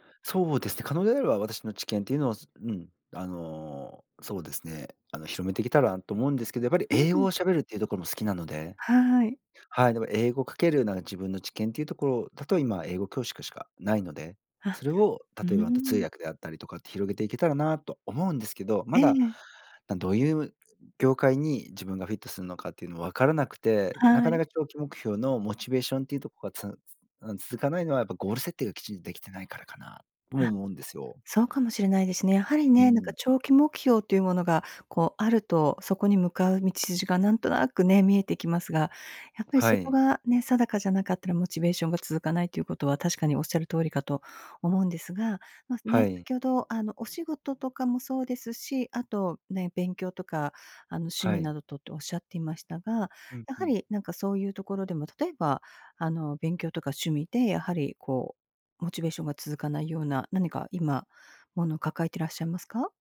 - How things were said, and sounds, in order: none
- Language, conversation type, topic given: Japanese, advice, 長期的な目標に向けたモチベーションが続かないのはなぜですか？